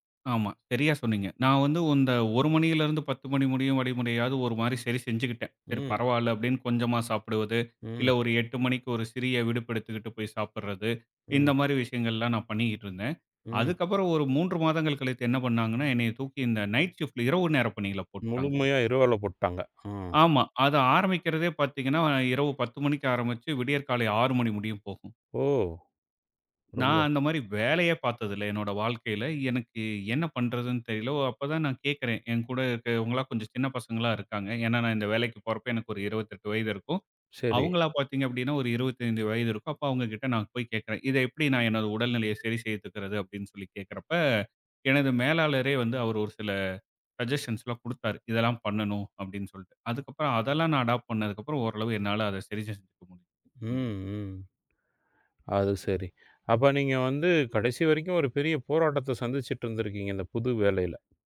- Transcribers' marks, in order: in English: "நைட் ஷிப்ட்"; in English: "சஜ்ஜஷன்ஸ்"; in English: "அடாப்ட்"; unintelligible speech
- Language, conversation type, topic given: Tamil, podcast, பணியில் மாற்றம் செய்யும் போது உங்களுக்கு ஏற்பட்ட மிகப் பெரிய சவால்கள் என்ன?